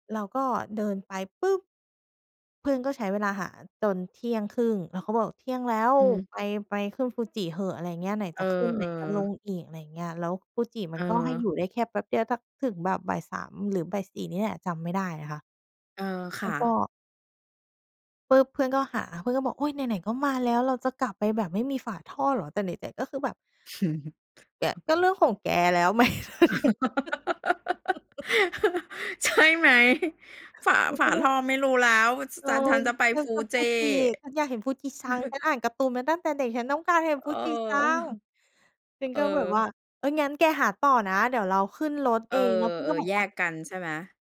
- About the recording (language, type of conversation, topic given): Thai, podcast, มีเหตุการณ์ไหนที่เพื่อนร่วมเดินทางทำให้การเดินทางลำบากบ้างไหม?
- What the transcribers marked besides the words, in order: chuckle; laugh; laughing while speaking: "ใช่ไหม"; laughing while speaking: "ไหม ?"; laugh; unintelligible speech; chuckle; chuckle